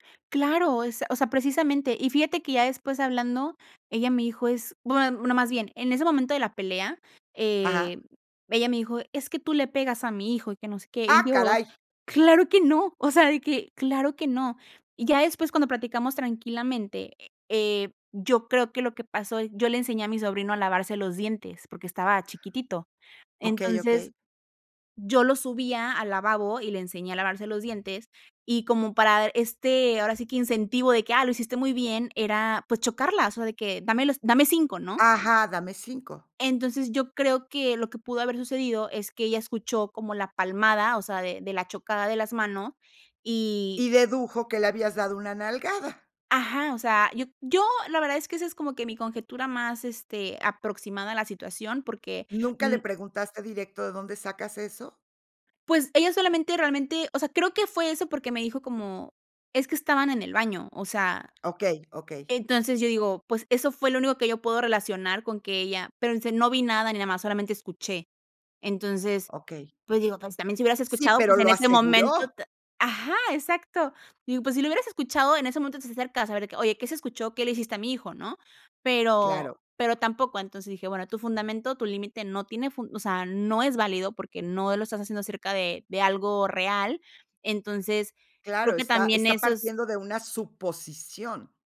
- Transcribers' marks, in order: none
- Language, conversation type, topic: Spanish, podcast, ¿Cómo explicas tus límites a tu familia?